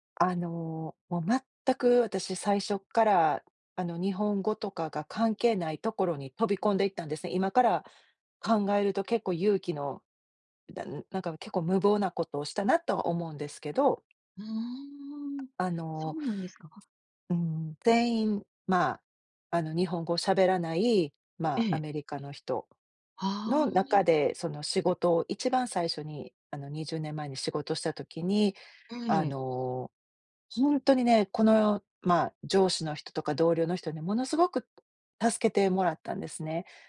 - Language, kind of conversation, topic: Japanese, podcast, 支えになった人やコミュニティはありますか？
- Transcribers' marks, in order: other background noise; tapping